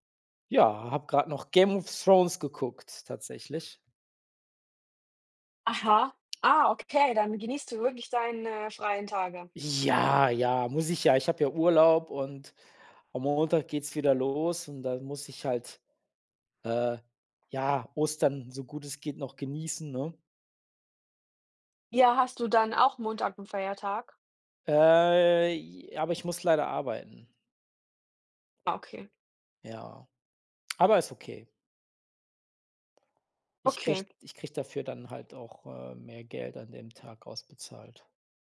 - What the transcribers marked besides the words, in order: none
- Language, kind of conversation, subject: German, unstructured, Wie hat sich die Darstellung von Technologie in Filmen im Laufe der Jahre entwickelt?